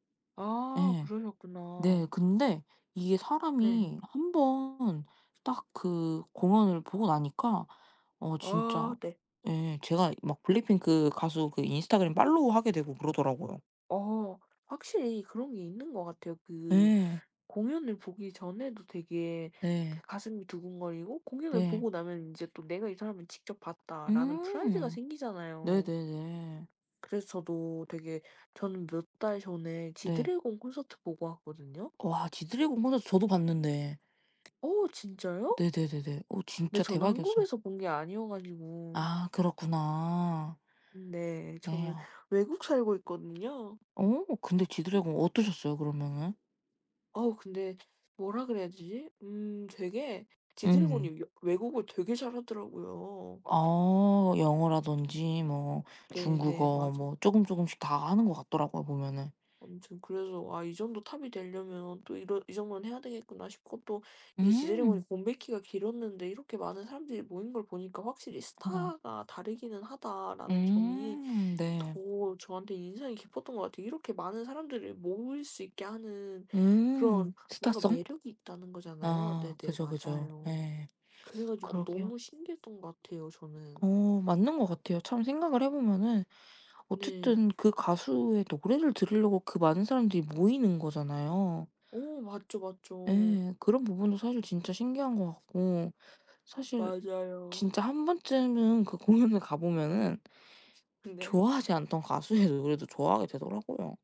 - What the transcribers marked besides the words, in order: other background noise; tapping; laughing while speaking: "공연에"; laughing while speaking: "네"; laughing while speaking: "가수의"
- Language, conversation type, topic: Korean, unstructured, 콘서트나 공연에 가 본 적이 있나요? 그때 기분은 어땠나요?